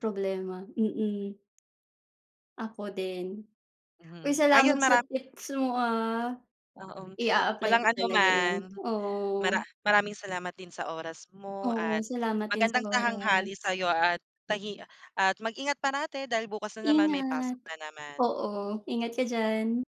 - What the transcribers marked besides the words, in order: none
- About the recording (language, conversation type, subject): Filipino, unstructured, Ano ang unang pagkaing natutunan mong lutuin?